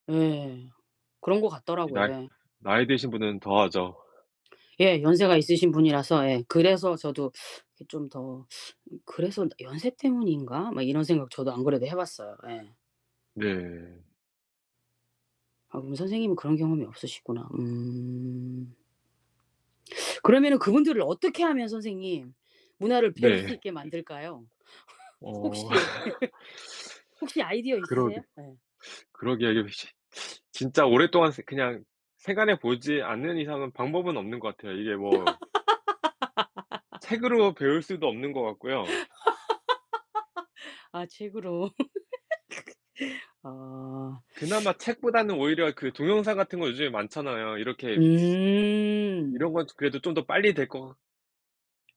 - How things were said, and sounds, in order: other background noise; teeth sucking; laughing while speaking: "네"; laughing while speaking: "배울 수"; laugh; laugh; laugh; laughing while speaking: "아 책으로"; laugh
- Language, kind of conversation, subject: Korean, unstructured, 다양한 문화를 이해하는 것이 왜 중요할까요?